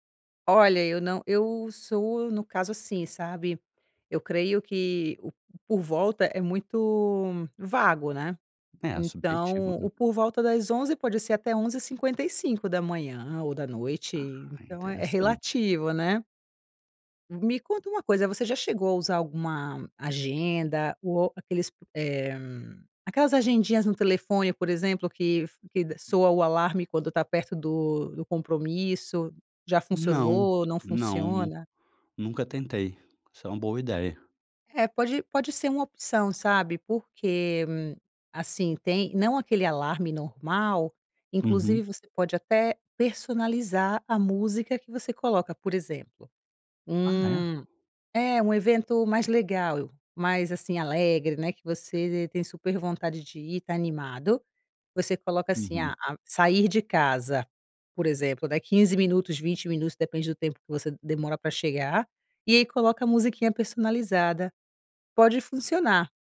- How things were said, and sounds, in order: none
- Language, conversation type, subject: Portuguese, advice, Por que estou sempre atrasado para compromissos importantes?